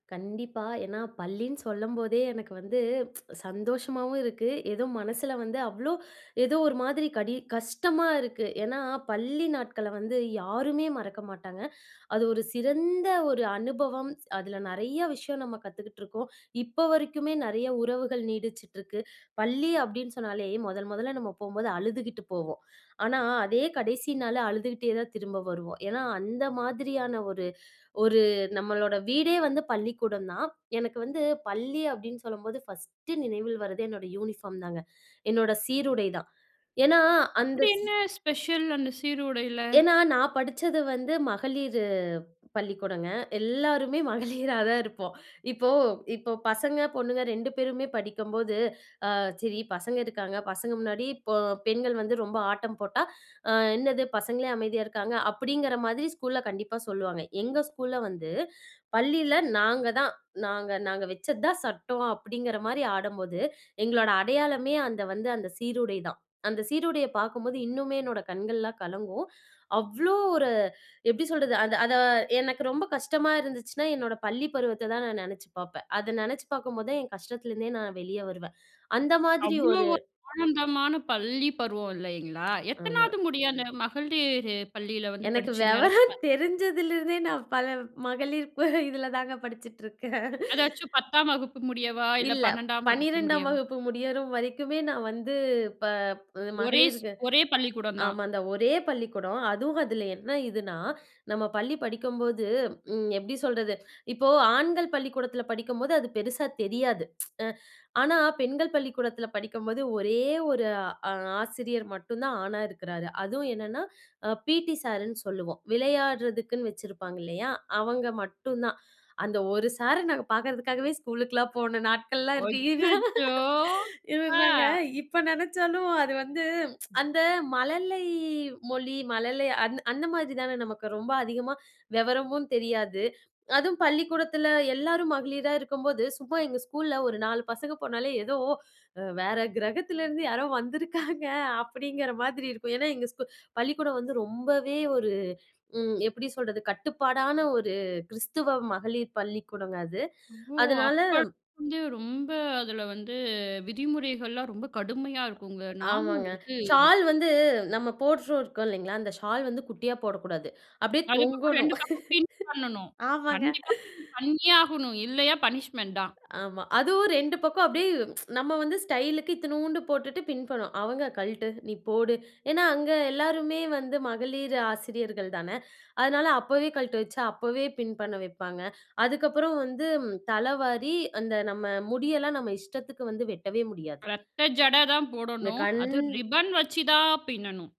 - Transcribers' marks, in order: tsk; laughing while speaking: "மகளிராதான் இருப்போம். இப்போ இப்ப"; "ஆடும்போது" said as "ஆடம்போது"; unintelligible speech; laughing while speaking: "எனக்கு வெவரம் தெரிஞ்சதிலிருந்தே நான் பல மகளிர் ப இதுல தாங்க படிச்சுட்ருக்கேன்"; unintelligible speech; tsk; laughing while speaking: "சார நாங்க பார்க்கிறதுக்காகவே ஸ்கூலுக்கெல்லாம் போன … நெனச்சாலும் அது வந்து"; laughing while speaking: "அச்சச்சோ! ஆ"; surprised: "அச்சச்சோ!"; tsk; "மழலை" said as "மல்லை"; "மழலை" said as "மல்லை"; laughing while speaking: "யாரோ வந்திருக்காங்க. அப்படிங்கிற"; other background noise; "போடுருக்கோம்" said as "போட்ரு ருக்கோம்"; laughing while speaking: "தொங்கணும். ஆமாங்க"; in English: "பனிஷ்மென்ட்"; tsk; angry: "கழ்ட்டு, நீ போடு!"; "அதுவும்" said as "அதும்"; drawn out: "கண்"; drawn out: "வச்சு"
- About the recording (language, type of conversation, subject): Tamil, podcast, பள்ளி முடித்த நாளைப் பற்றி சொல்லுவாயா?